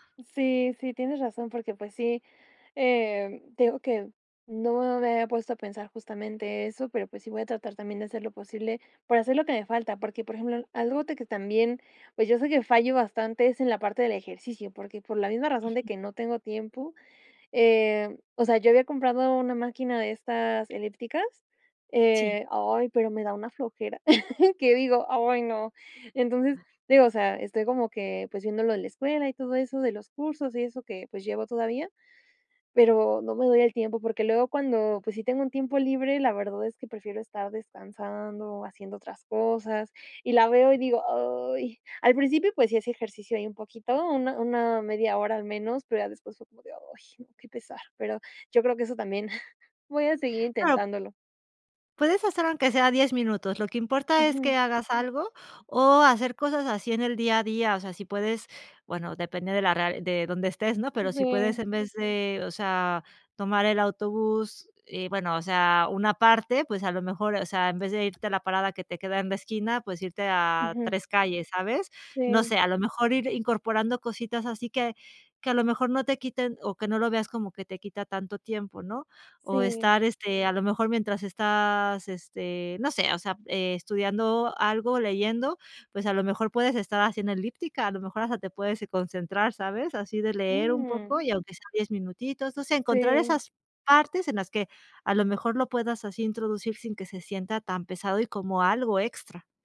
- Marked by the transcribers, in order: other background noise
- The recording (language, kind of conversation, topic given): Spanish, advice, ¿Por qué me siento frustrado/a por no ver cambios después de intentar comer sano?